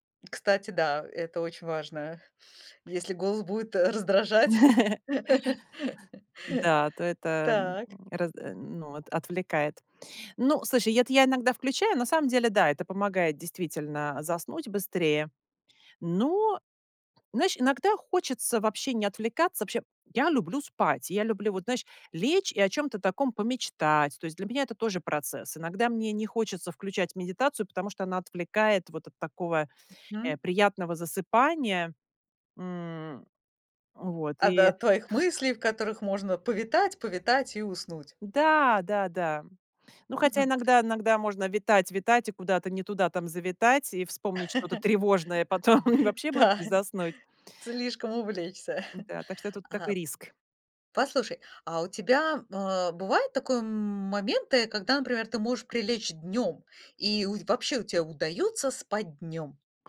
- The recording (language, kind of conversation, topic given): Russian, podcast, Что для тебя важнее: качество сна или его продолжительность?
- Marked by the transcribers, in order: other background noise; laugh; tapping; chuckle; laughing while speaking: "Да"; laughing while speaking: "потом"